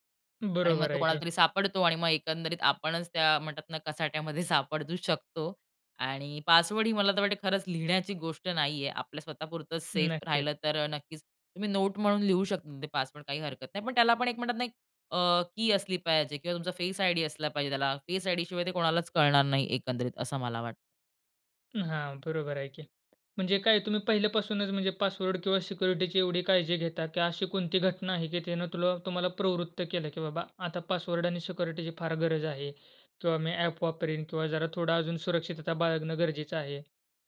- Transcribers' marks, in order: in English: "की"; in English: "फेस आयडी"; in English: "फेस आयडी"; tapping
- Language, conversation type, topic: Marathi, podcast, पासवर्ड आणि खात्यांच्या सुरक्षिततेसाठी तुम्ही कोणत्या सोप्या सवयी पाळता?